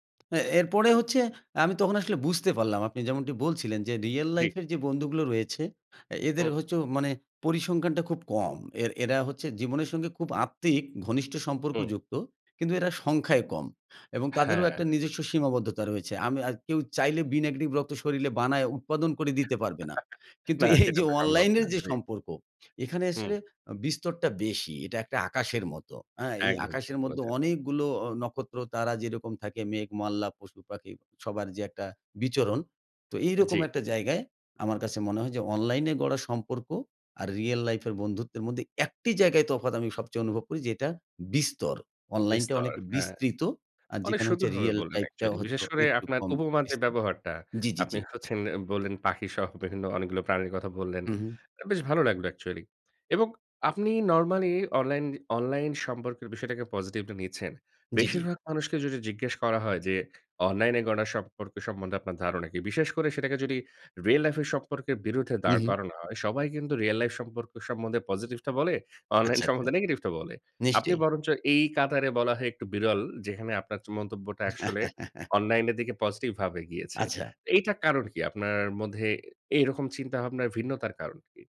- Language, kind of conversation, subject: Bengali, podcast, অনলাইনে গড়ে ওঠা সম্পর্কগুলো বাস্তব জীবনের সম্পর্কের থেকে আপনার কাছে কীভাবে আলাদা মনে হয়?
- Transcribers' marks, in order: "শরীলে" said as "শরীরে"; chuckle; other background noise; in English: "actually"; "লাইফটাও" said as "টাইপটাও"; chuckle; "আসলে" said as "একশলে"